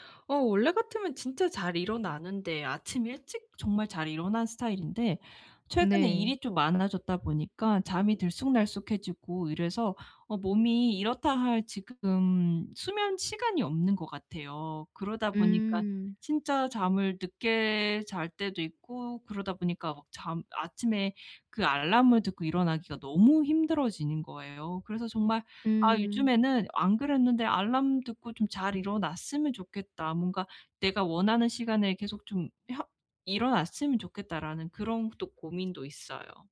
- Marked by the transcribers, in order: none
- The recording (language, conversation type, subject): Korean, advice, 아침에 스트레스를 낮추는 데 도움이 되는 의식을 어떻게 만들 수 있을까요?